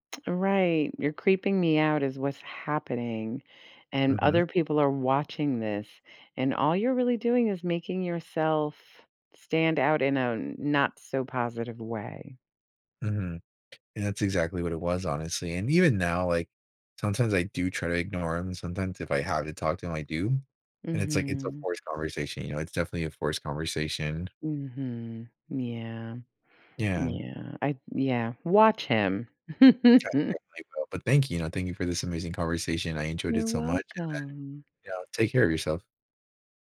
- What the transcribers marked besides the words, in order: tapping; chuckle; unintelligible speech
- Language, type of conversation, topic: English, advice, How can I apologize sincerely?
- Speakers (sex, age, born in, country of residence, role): female, 60-64, United States, United States, advisor; male, 20-24, United States, United States, user